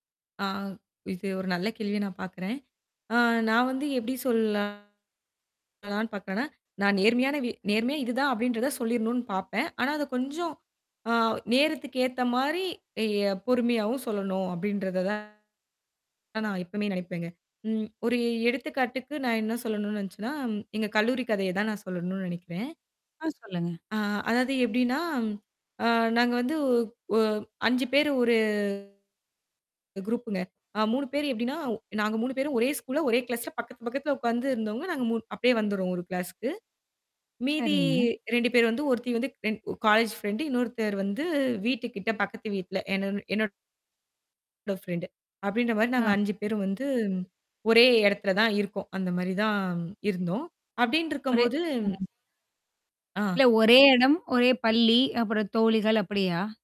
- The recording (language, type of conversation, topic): Tamil, podcast, ஒருவருக்கு உண்மையைச் சொல்லும்போது நேர்மையாகச் சொல்லலாமா, மென்மையாகச் சொல்லலாமா என்பதை நீங்கள் எப்படித் தேர்வு செய்வீர்கள்?
- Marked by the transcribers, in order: distorted speech; static; in English: "குரூப்புங்க"; in English: "ஸ்கூல்ல"; in English: "கிளாஸ்ல"; in English: "கிளாஸ்க்கு"; in English: "காலேஜ் ஃப்ரெண்ட்"; in English: "ஃப்ரெண்ட்"; unintelligible speech